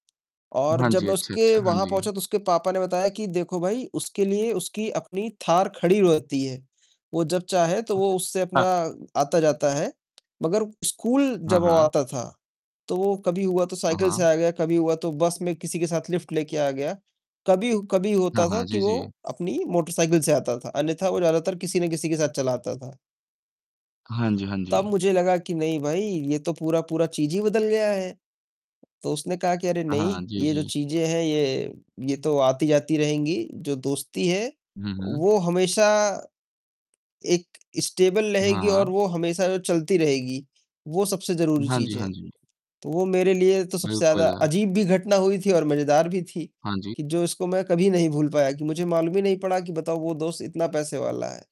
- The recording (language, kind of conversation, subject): Hindi, unstructured, दोस्तों के साथ बिताया आपका सबसे यादगार पल कौन सा था?
- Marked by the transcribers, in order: distorted speech; static; in English: "लिफ्ट"; in English: "स्टेबल"